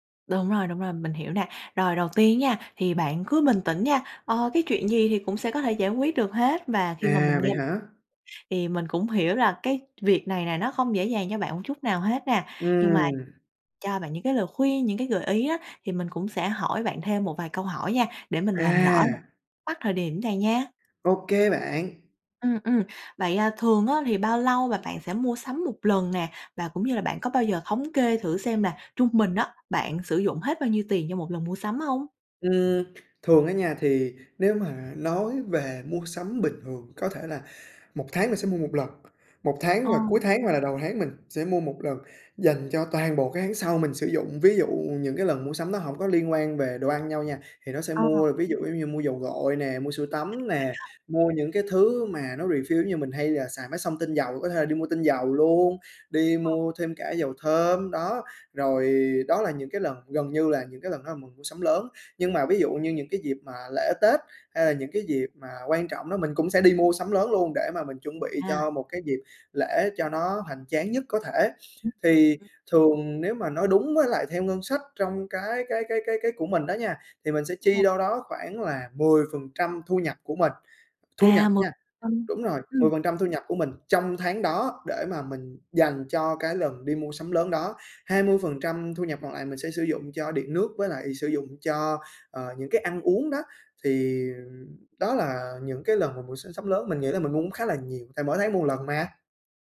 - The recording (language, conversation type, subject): Vietnamese, advice, Bạn có thường cảm thấy tội lỗi sau mỗi lần mua một món đồ đắt tiền không?
- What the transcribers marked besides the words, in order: tapping; other background noise; in English: "refill"